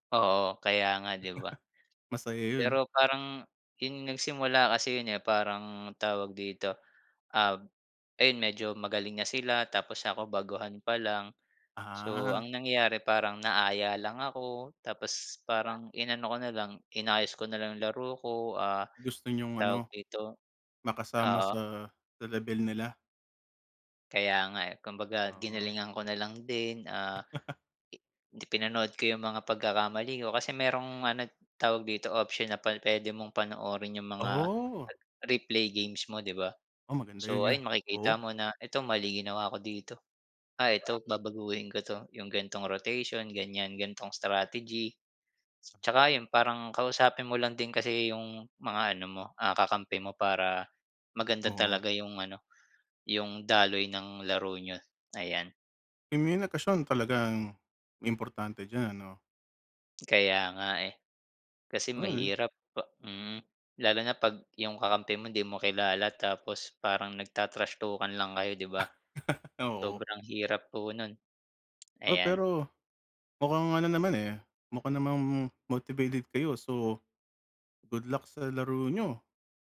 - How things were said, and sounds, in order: laugh; other background noise; chuckle; hiccup; dog barking; tapping; laugh
- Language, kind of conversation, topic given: Filipino, unstructured, Paano mo naiiwasan ang pagkadismaya kapag nahihirapan ka sa pagkatuto ng isang kasanayan?